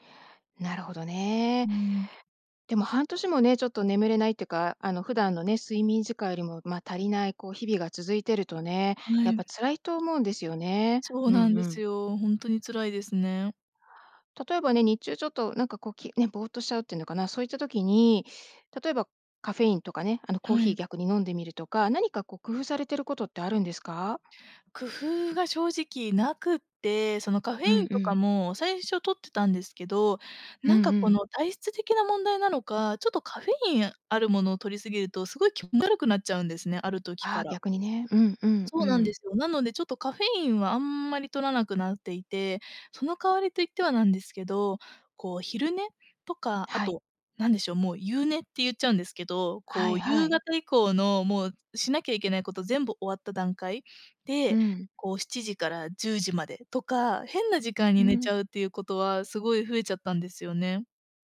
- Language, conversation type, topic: Japanese, advice, 眠れない夜が続いて日中ボーッとするのですが、どうすれば改善できますか？
- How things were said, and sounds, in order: none